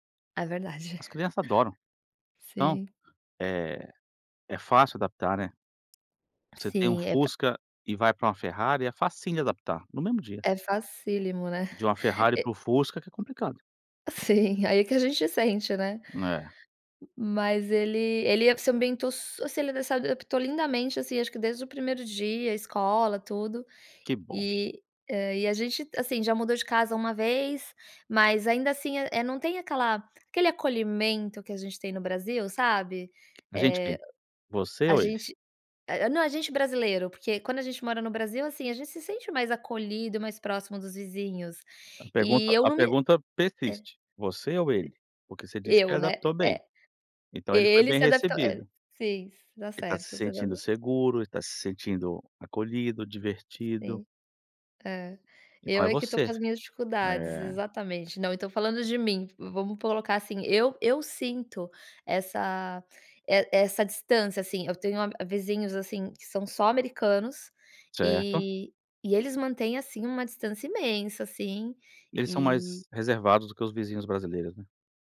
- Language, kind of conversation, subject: Portuguese, advice, Como você se sente quando tem a sensação de não pertencer, por diferenças culturais, no trabalho ou no bairro?
- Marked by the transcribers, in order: chuckle; tapping; chuckle; laughing while speaking: "Sim"